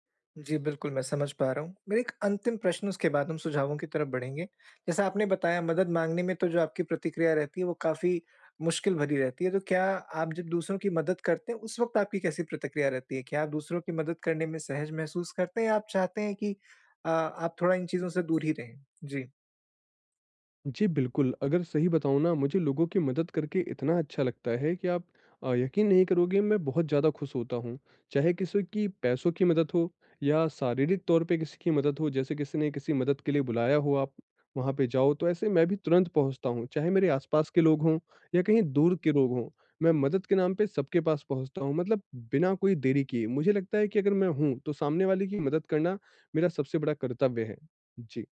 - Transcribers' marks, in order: none
- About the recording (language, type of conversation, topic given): Hindi, advice, मदद कब चाहिए: संकेत और सीमाएँ